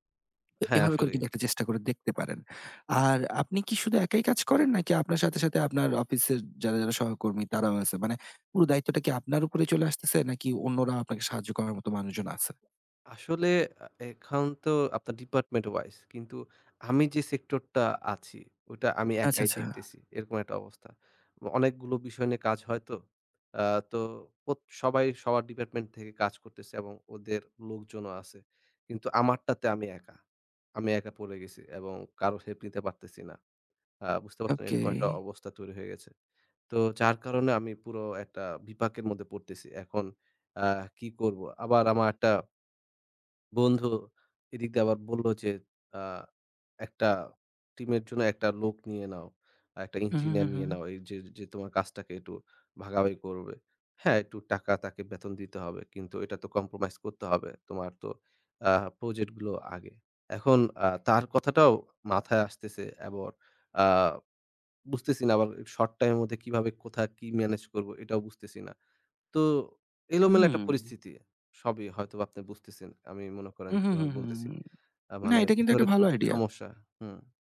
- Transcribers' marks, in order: other background noise; tapping; in English: "compromise"; "এবং" said as "এব"
- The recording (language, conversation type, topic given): Bengali, advice, আমি অনেক প্রজেক্ট শুরু করি, কিন্তু কোনোটাই শেষ করতে পারি না—এর কারণ কী?